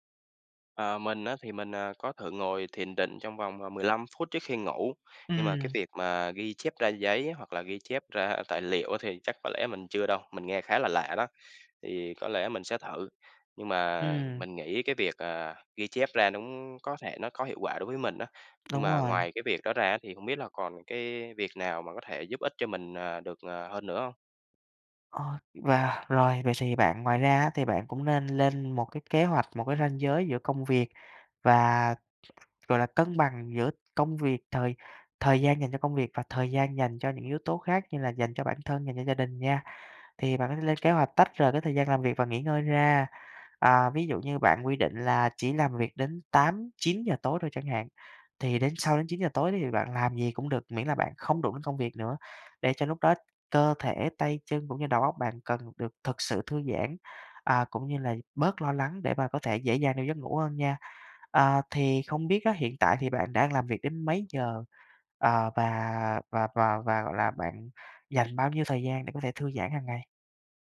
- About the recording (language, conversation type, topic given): Vietnamese, advice, Làm thế nào để giảm lo lắng và mất ngủ do suy nghĩ về công việc?
- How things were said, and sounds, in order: tapping; other background noise